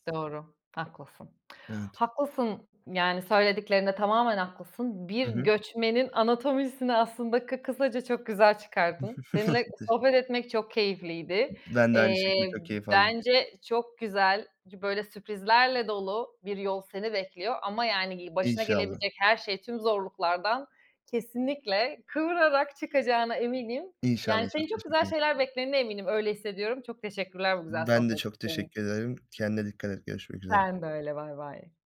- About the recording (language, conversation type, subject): Turkish, podcast, Göç deneyiminiz kimliğinizi nasıl değiştirdi, anlatır mısınız?
- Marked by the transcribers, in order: tapping; chuckle; other background noise